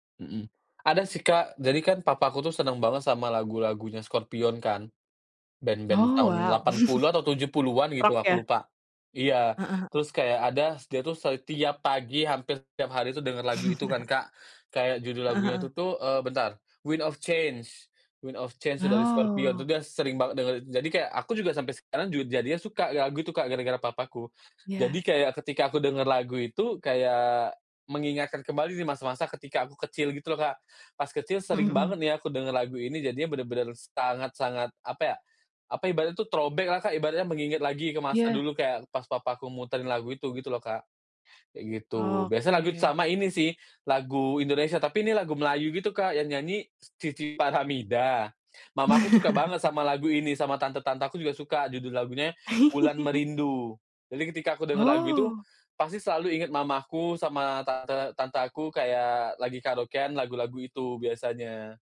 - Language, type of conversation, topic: Indonesian, podcast, Lagu apa yang membuat kamu merasa seperti pulang atau rindu kampung?
- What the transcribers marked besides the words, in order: tapping; chuckle; chuckle; in English: "throwback-lah"; chuckle; chuckle